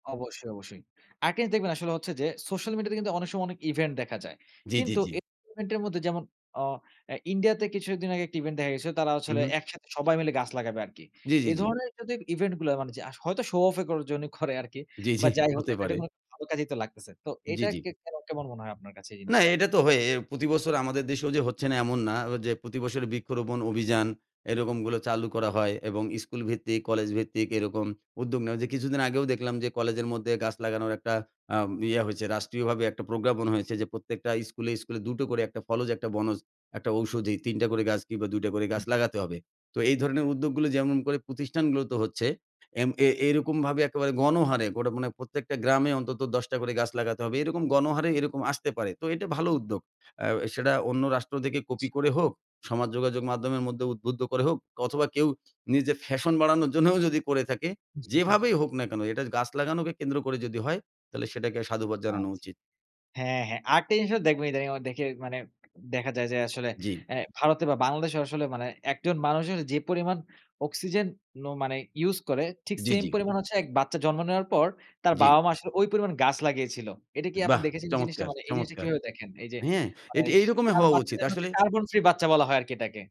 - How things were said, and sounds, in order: laughing while speaking: "জি। হতে পারে"; tapping; laughing while speaking: "জন্যও"
- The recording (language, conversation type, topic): Bengali, podcast, শহরের গাছপালা রক্ষা করতে নাগরিক হিসেবে আপনি কী কী করতে পারেন?